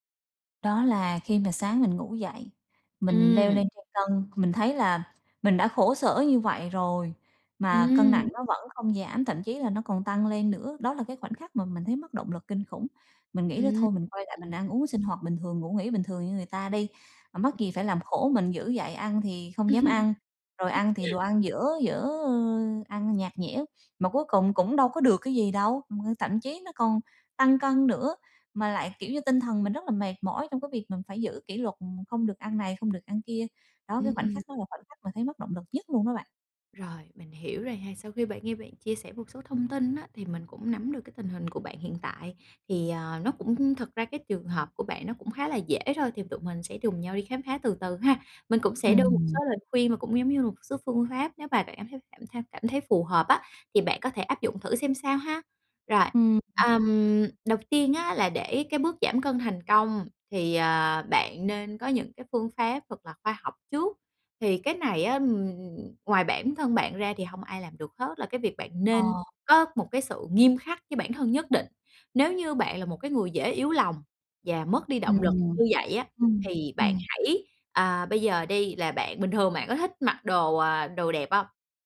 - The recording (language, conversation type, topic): Vietnamese, advice, Làm sao để giữ kỷ luật khi tôi mất động lực?
- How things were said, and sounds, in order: tapping; chuckle; other background noise